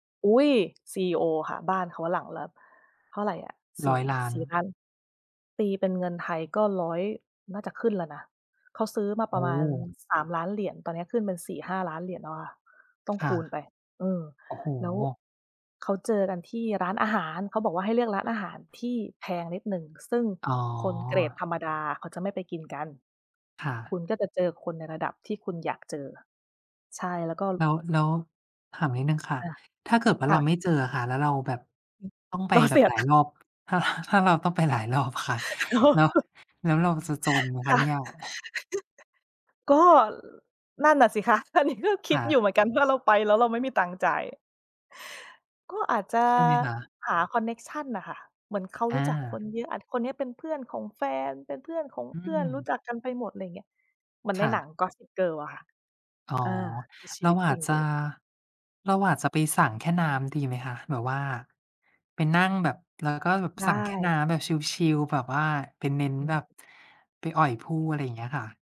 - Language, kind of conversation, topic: Thai, unstructured, คุณอยากอยู่ที่ไหนในอีกห้าปีข้างหน้า?
- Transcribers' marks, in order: other background noise; tapping; laugh; laughing while speaking: "อ๋อ"; chuckle; laughing while speaking: "ค่ะ"; chuckle; laughing while speaking: "นี้"